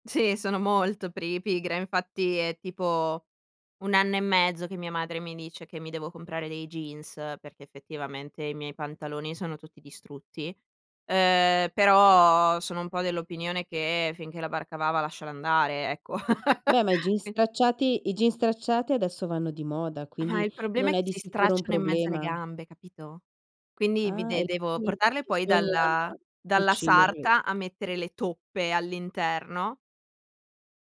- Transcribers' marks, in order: other background noise; chuckle
- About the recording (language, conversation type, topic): Italian, podcast, Come parli di denaro e limiti economici senza imbarazzo?